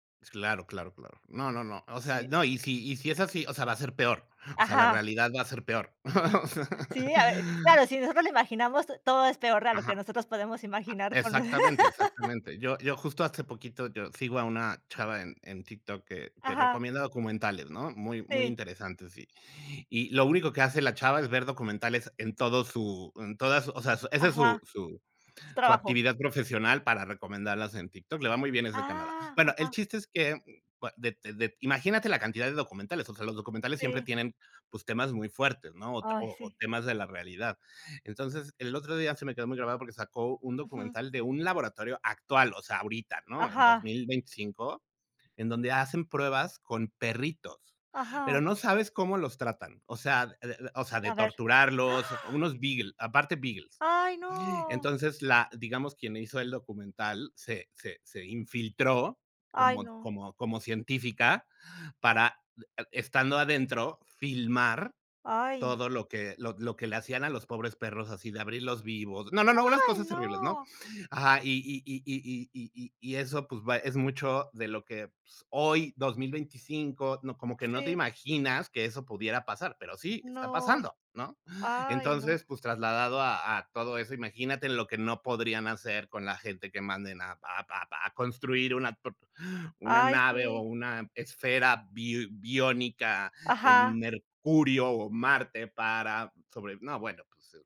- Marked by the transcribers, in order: giggle; laughing while speaking: "o sea"; laugh; surprised: "¡Ah!"; surprised: "¡Ay, no!"; unintelligible speech
- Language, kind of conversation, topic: Spanish, unstructured, ¿Cómo crees que la exploración espacial afectará nuestro futuro?